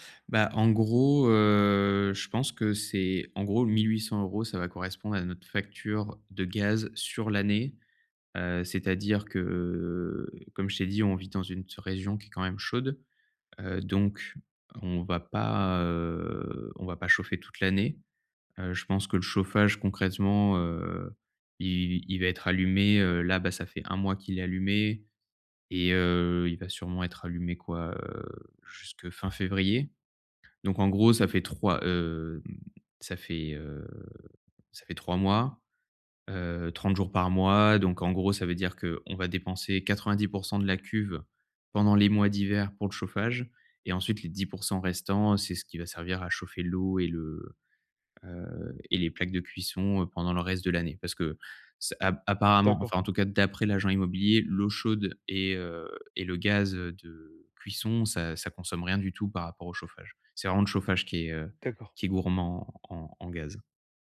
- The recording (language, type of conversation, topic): French, advice, Comment gérer une dépense imprévue sans sacrifier l’essentiel ?
- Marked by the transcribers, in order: drawn out: "que"; drawn out: "heu"; other background noise; laughing while speaking: "heu"